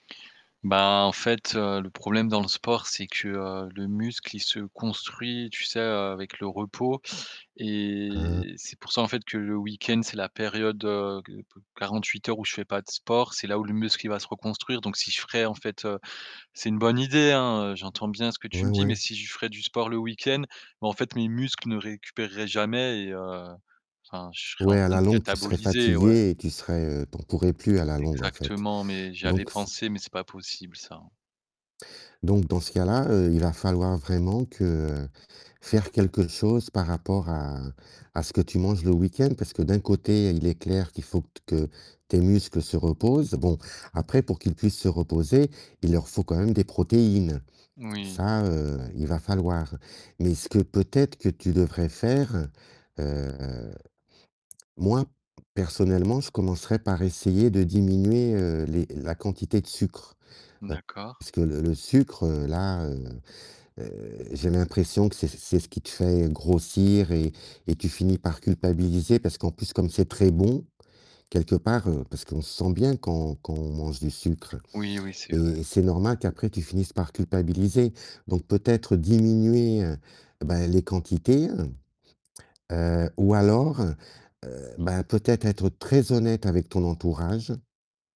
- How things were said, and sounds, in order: static; drawn out: "et"; mechanical hum; distorted speech; drawn out: "heu"; stressed: "très"
- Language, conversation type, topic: French, advice, Comment gérez-vous la culpabilité après des excès alimentaires pendant le week-end ?